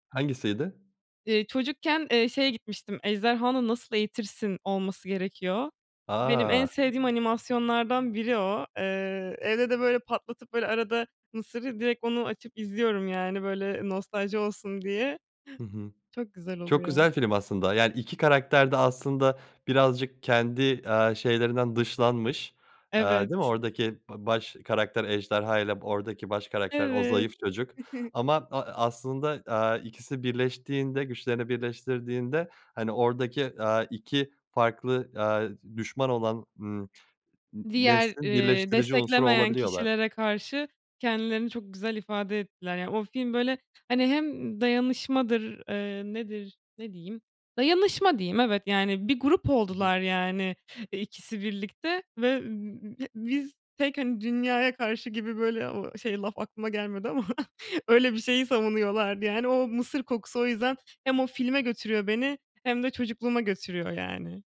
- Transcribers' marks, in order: other background noise; chuckle; chuckle; chuckle
- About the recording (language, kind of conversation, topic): Turkish, podcast, Bir koku seni geçmişe götürdüğünde hangi yemeği hatırlıyorsun?